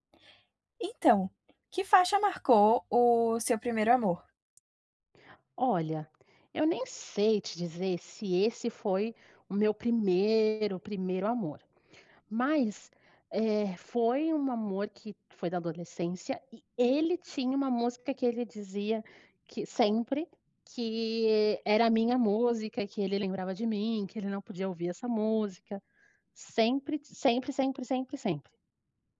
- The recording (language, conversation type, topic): Portuguese, podcast, Que faixa marcou seu primeiro amor?
- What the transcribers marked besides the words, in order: tapping